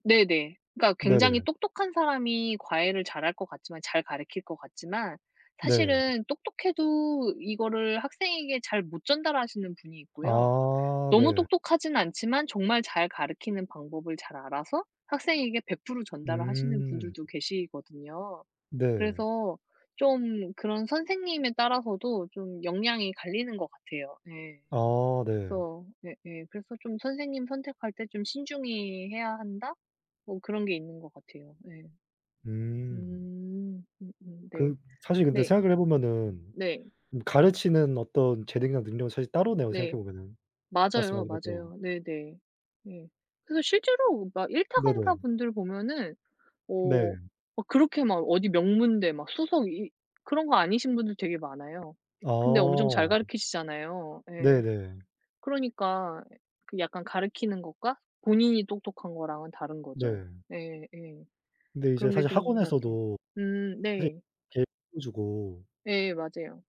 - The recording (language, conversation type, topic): Korean, unstructured, 과외는 꼭 필요한가요, 아니면 오히려 부담이 되나요?
- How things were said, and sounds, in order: "가르칠" said as "가르킬"; "가르치는" said as "가르키는"; "가르치시잖아요" said as "가르키시잖아요"; "가르치는" said as "가르키는"